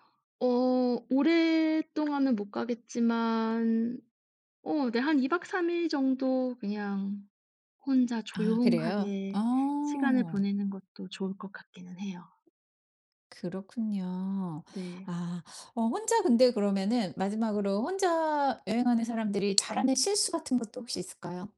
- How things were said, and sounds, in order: other background noise
- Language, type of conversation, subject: Korean, podcast, 혼자 여행을 시작하게 된 계기는 무엇인가요?